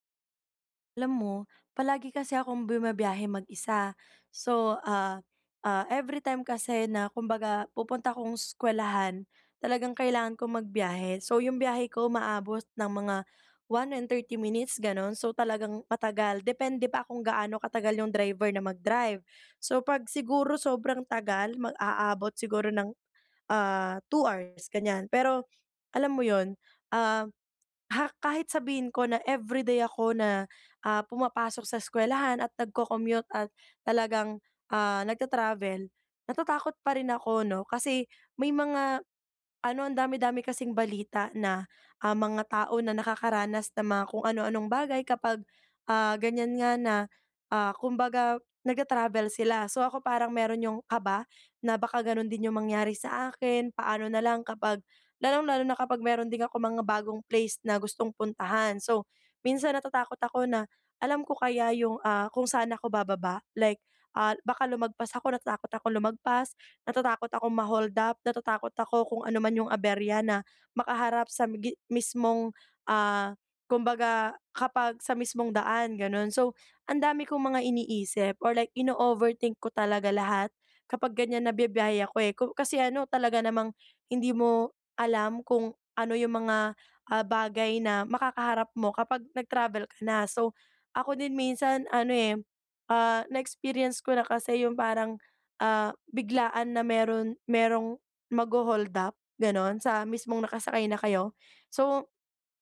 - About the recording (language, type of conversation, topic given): Filipino, advice, Paano ko mababawasan ang kaba at takot ko kapag nagbibiyahe?
- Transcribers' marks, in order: other background noise; tapping